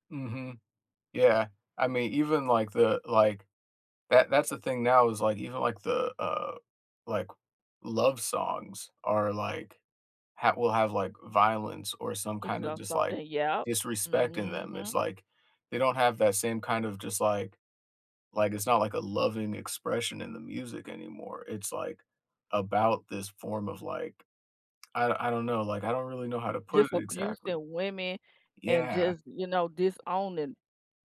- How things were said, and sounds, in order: none
- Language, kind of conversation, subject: English, unstructured, What is a song that always brings back strong memories?